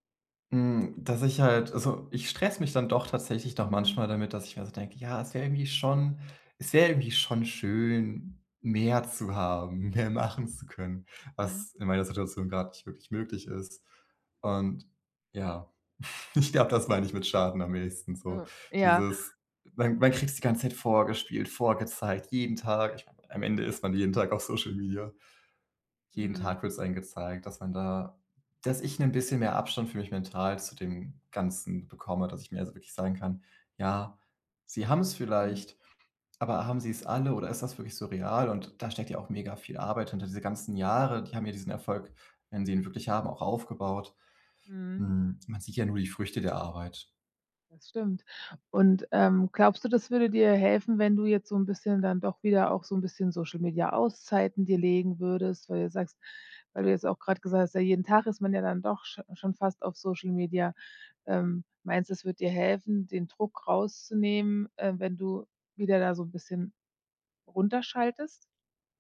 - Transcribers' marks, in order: chuckle; joyful: "ich glaube"; other noise
- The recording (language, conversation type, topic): German, advice, Wie gehe ich mit Geldsorgen und dem Druck durch Vergleiche in meinem Umfeld um?